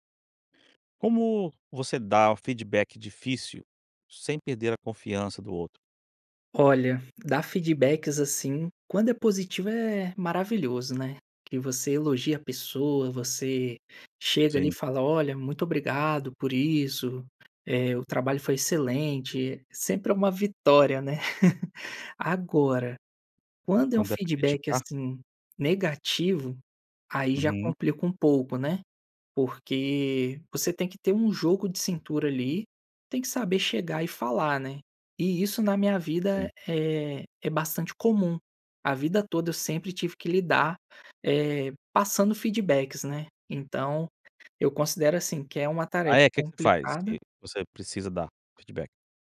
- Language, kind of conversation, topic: Portuguese, podcast, Como dar um feedback difícil sem perder a confiança da outra pessoa?
- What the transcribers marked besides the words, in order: other background noise; laugh